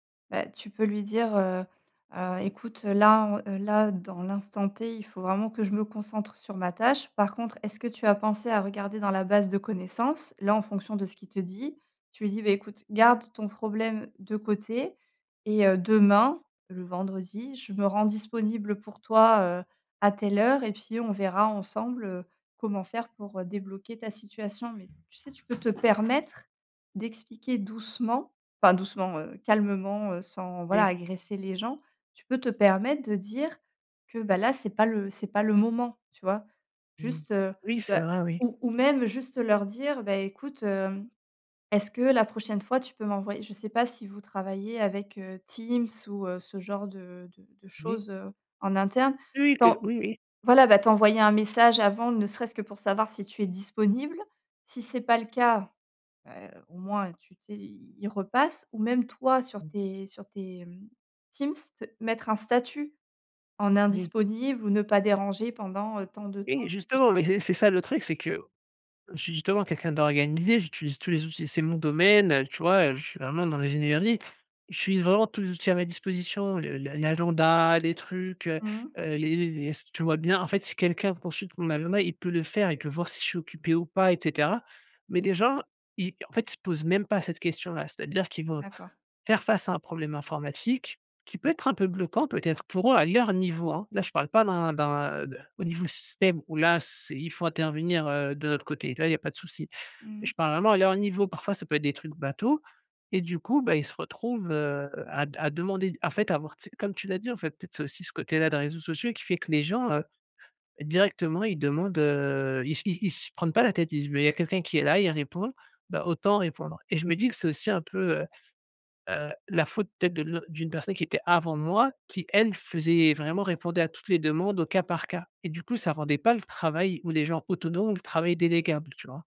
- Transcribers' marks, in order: other background noise; unintelligible speech
- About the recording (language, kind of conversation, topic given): French, advice, Comment décrirais-tu ton environnement de travail désordonné, et en quoi nuit-il à ta concentration profonde ?